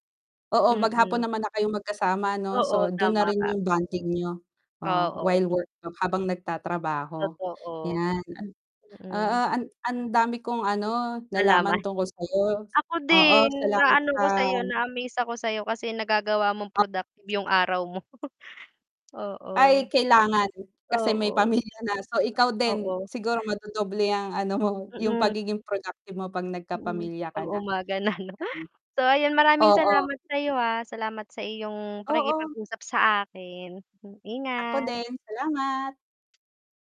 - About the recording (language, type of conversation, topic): Filipino, unstructured, Sa pagitan ng umaga at gabi, kailan ka mas aktibo?
- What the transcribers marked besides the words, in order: mechanical hum; other noise; chuckle; tapping; chuckle; unintelligible speech; distorted speech